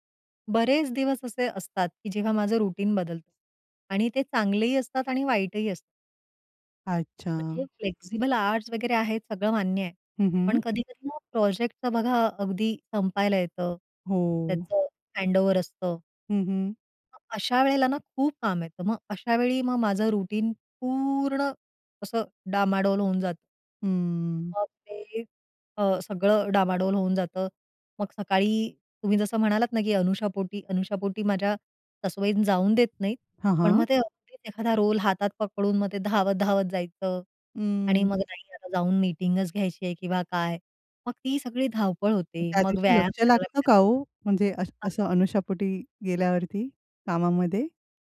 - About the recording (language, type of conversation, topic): Marathi, podcast, सकाळी तुमची दिनचर्या कशी असते?
- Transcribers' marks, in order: in English: "रुटीन"; in English: "फ्लेक्सिबल आर्ट"; "आवरझ" said as "आर्ट"; tapping; in English: "हँडओव्हर"; in English: "रुटीन"; drawn out: "पूर्ण"; other noise; in English: "रोल"